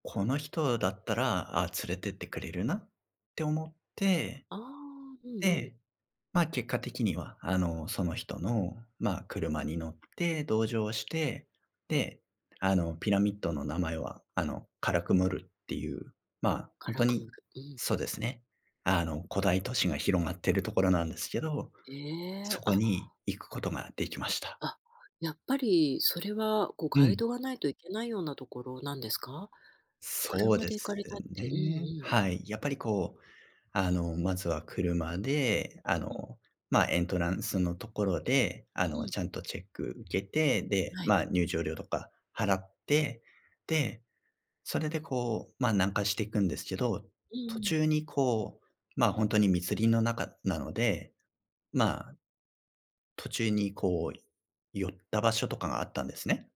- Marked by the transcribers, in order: other background noise
- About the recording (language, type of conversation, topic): Japanese, podcast, 思い切って決断して良かった経験、ある？